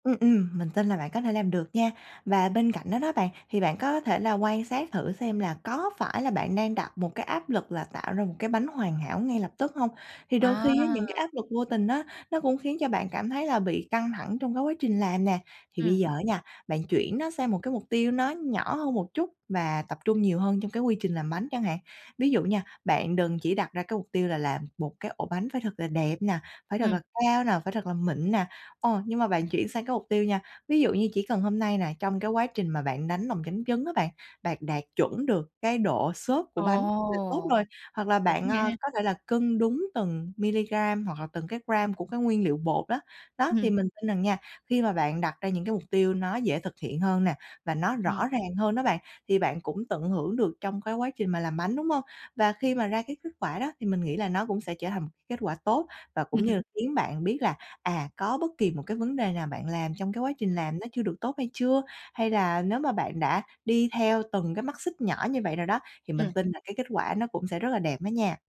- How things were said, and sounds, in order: tapping; other background noise; laugh
- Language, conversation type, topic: Vietnamese, advice, Làm sao để chấp nhận thất bại và tiếp tục cố gắng?